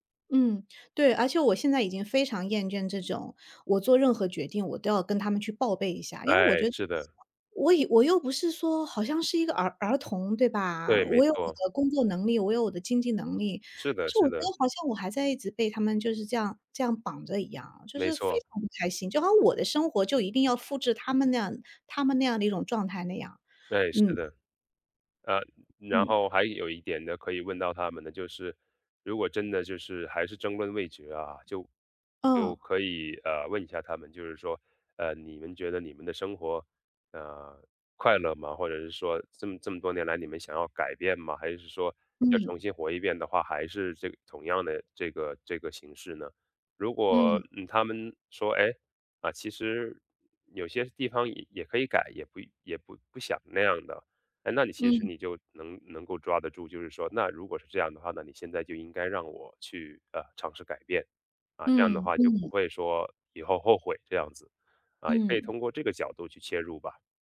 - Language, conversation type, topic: Chinese, advice, 当你选择不同的生活方式却被家人朋友不理解或责备时，你该如何应对？
- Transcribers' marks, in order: none